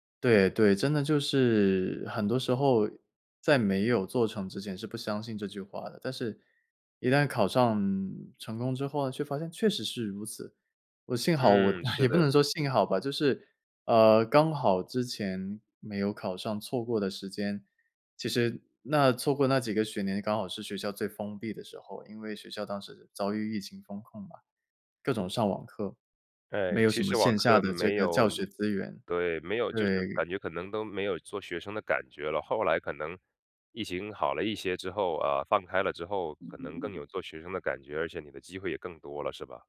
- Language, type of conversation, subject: Chinese, podcast, 你有没有经历过原以为错过了，后来却发现反而成全了自己的事情？
- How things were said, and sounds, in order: chuckle; other background noise